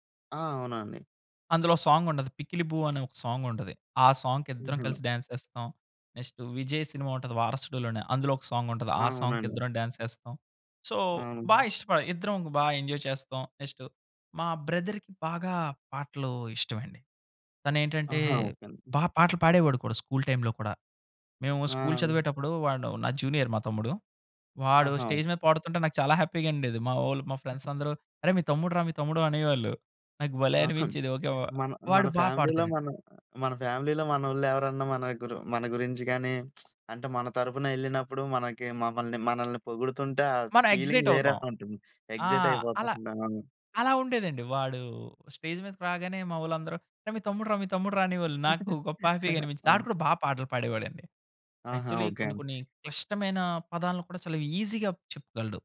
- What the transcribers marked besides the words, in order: in English: "సాంగ్"; in English: "సాంగ్‌కి"; in English: "డాన్స్"; in English: "నెక్స్ట్"; in English: "సాంగ్"; in English: "సాంగ్‌కి"; in English: "డాన్స్"; in English: "సో"; in English: "ఎంజాయ్"; in English: "నెక్స్ట్"; in English: "బ్రదర్‌కి"; in English: "టైమ్‌లో"; in English: "జూనియర్"; in English: "స్టేజ్"; in English: "హ్యాపీ‌గా"; in English: "ఫ్రెండ్స్"; other noise; in English: "ఫ్యామిలీలో"; in English: "ఫ్యామిలీలో"; lip smack; in English: "ఫీలింగ్"; in English: "ఎక్సైట్"; in English: "ఎక్సైట్"; in English: "స్టేజ్"; giggle; in English: "యాక్చువల్లీ"; other background noise; in English: "ఈసీ‌గా"
- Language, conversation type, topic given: Telugu, podcast, మీ కుటుంబ సంగీత అభిరుచి మీపై ఎలా ప్రభావం చూపింది?